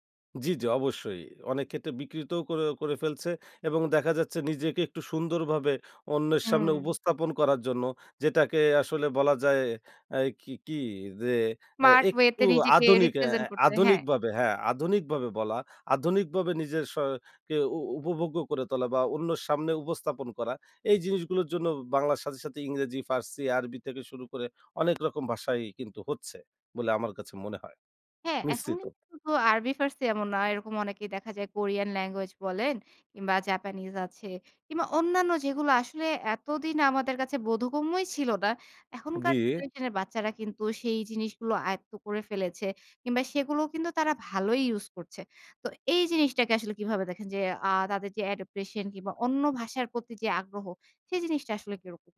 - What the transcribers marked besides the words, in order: in English: "Smart way"; in English: "language"; in English: "adaptation"
- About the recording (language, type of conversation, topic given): Bengali, podcast, ভাষা তোমার পরিচয় কীভাবে প্রভাবিত করেছে?